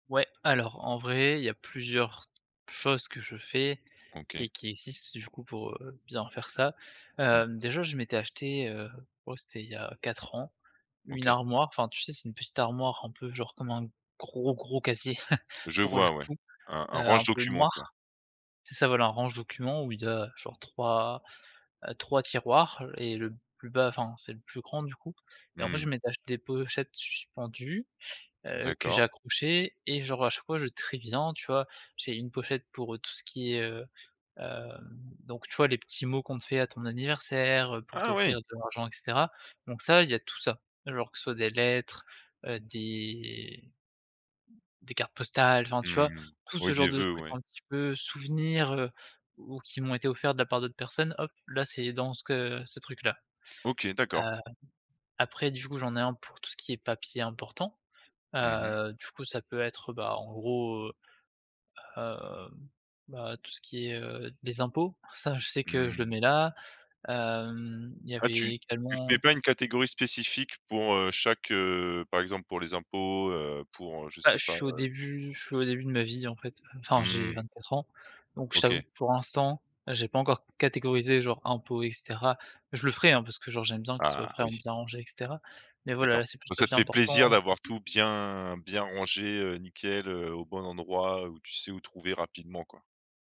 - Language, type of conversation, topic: French, podcast, Comment ranges-tu tes papiers importants et tes factures ?
- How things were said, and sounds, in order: chuckle; other background noise; laughing while speaking: "ça"